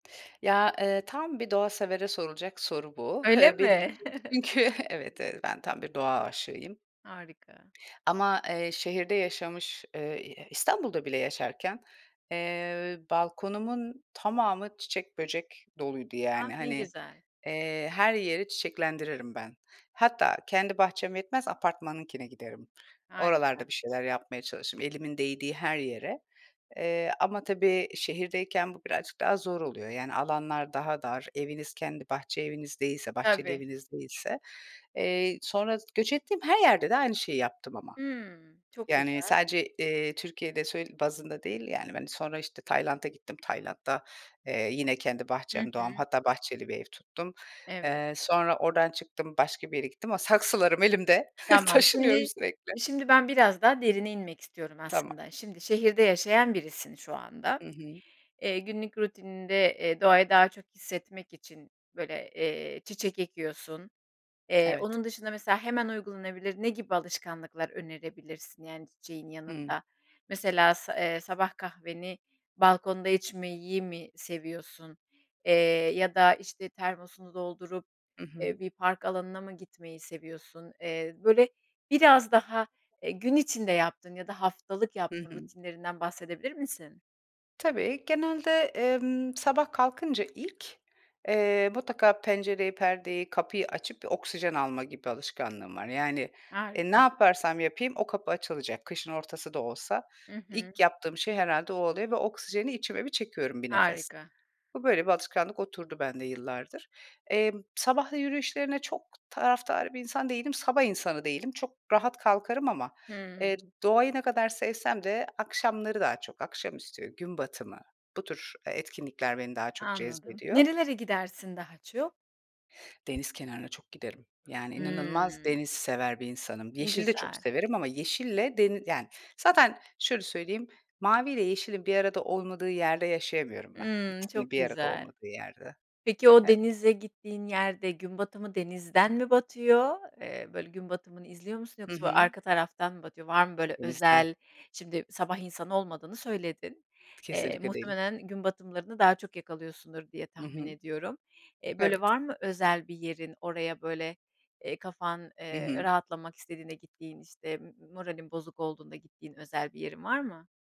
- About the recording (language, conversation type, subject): Turkish, podcast, Şehirde doğayı daha fazla hissetmek için basitçe neler yapabiliriz?
- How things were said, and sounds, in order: other background noise; chuckle; unintelligible speech; chuckle; laughing while speaking: "saksılarım elimde, taşınıyorum sürekli"; tapping